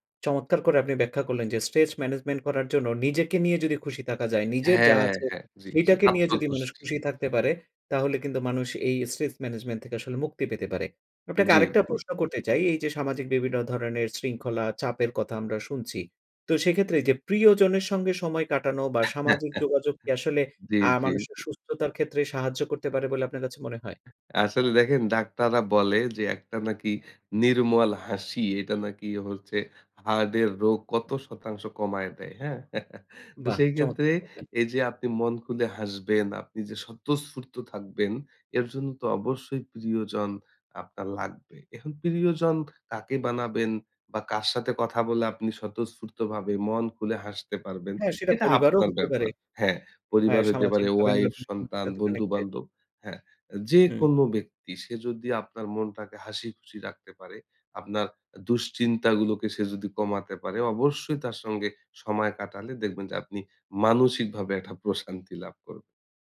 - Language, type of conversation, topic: Bengali, podcast, প্রতিদিনের কোন কোন ছোট অভ্যাস আরোগ্যকে ত্বরান্বিত করে?
- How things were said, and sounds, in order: chuckle; "হার্টের" said as "হার্ডের"; chuckle